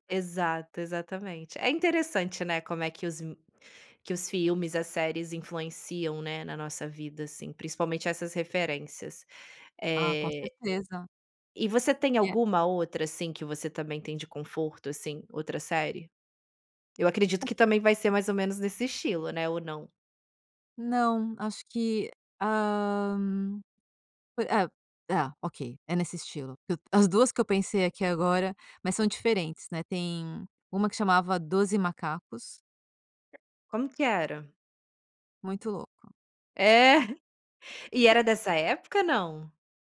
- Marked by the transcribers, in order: other background noise; tapping; laugh
- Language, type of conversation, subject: Portuguese, podcast, Me conta, qual série é seu refúgio quando tudo aperta?